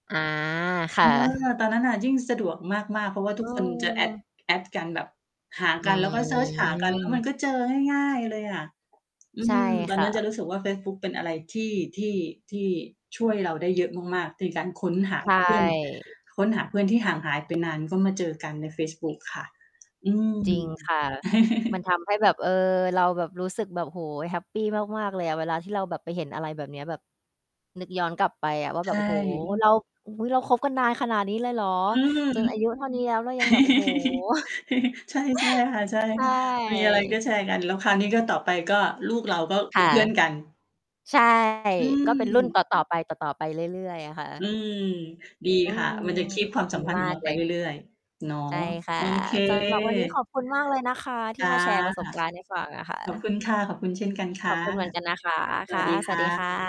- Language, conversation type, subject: Thai, unstructured, คุณคิดว่าสิ่งใดทำให้มิตรภาพยั่งยืน?
- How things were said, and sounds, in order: distorted speech; in English: "add add"; drawn out: "อืม"; chuckle; chuckle; chuckle; in English: "keep"